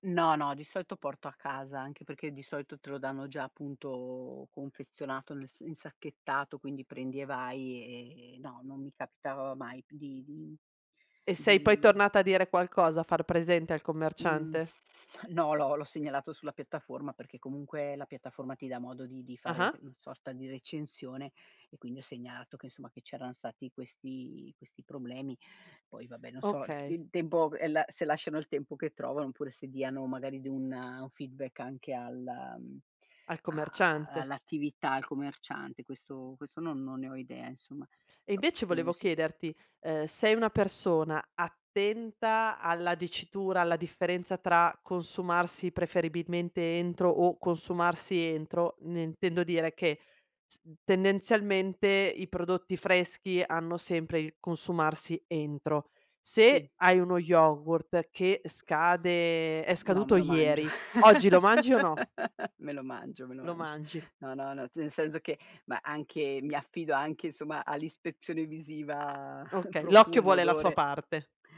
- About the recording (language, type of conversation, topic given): Italian, podcast, Hai qualche trucco per ridurre gli sprechi alimentari?
- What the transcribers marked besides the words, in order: other noise; "una" said as "na"; laugh; chuckle; tapping